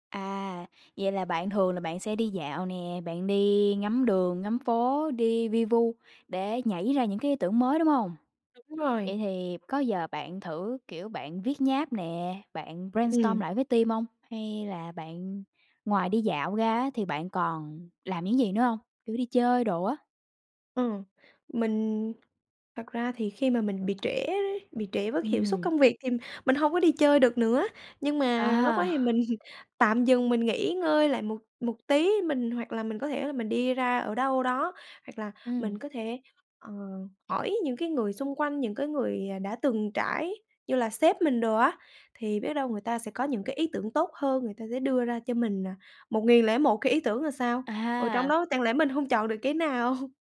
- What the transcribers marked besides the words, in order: in English: "brainstorm"; in English: "team"; tapping; laughing while speaking: "mình"; laughing while speaking: "nào?"
- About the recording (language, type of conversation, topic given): Vietnamese, podcast, Bạn làm thế nào để vượt qua cơn bí ý tưởng?